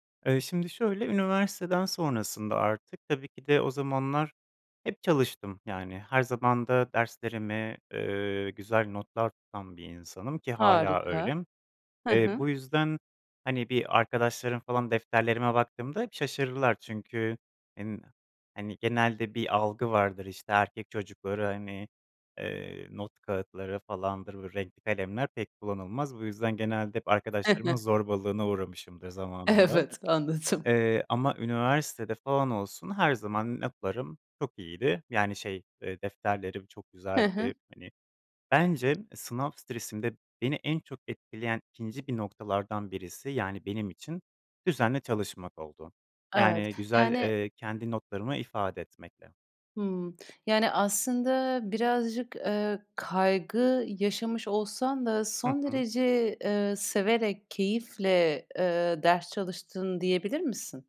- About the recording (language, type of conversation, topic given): Turkish, podcast, Sınav kaygısıyla başa çıkmak için genelde ne yaparsın?
- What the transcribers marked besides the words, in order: chuckle; laughing while speaking: "Evet, anladım"; tapping